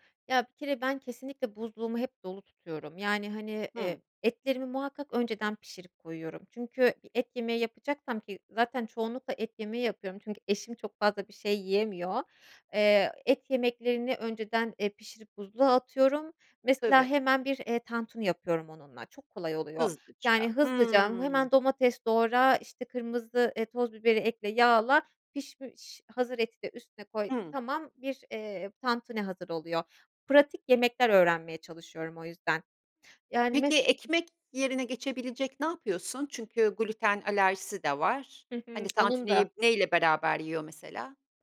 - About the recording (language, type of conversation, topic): Turkish, podcast, Evde pratik ve sağlıklı yemekleri nasıl hazırlayabilirsiniz?
- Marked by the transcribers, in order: other background noise